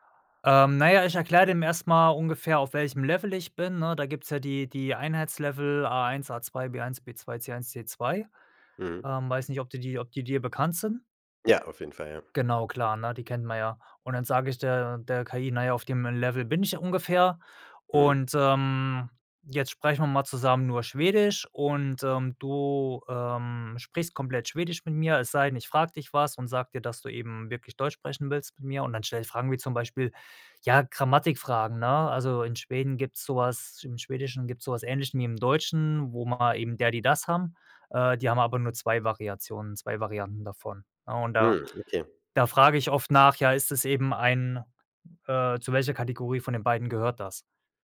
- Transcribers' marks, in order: none
- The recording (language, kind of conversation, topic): German, podcast, Welche Apps machen dich im Alltag wirklich produktiv?